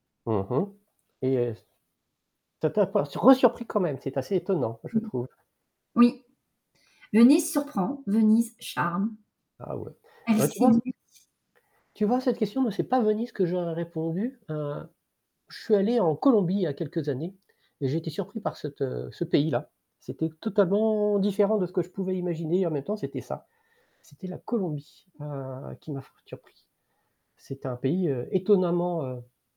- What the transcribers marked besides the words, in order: static; stressed: "resurpris"; distorted speech
- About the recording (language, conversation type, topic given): French, unstructured, Quelle destination t’a le plus surpris par sa beauté ?
- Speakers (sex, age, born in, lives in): female, 45-49, France, France; male, 50-54, France, France